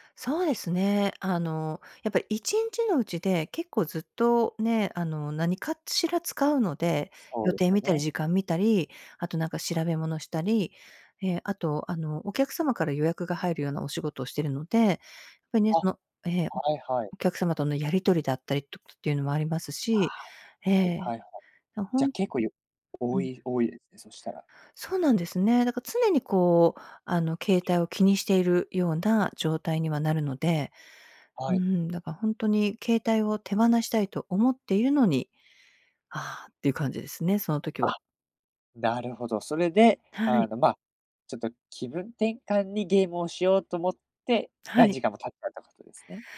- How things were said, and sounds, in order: "やっぱりね" said as "ぱりね"
- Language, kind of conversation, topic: Japanese, podcast, デジタルデトックスを試したことはありますか？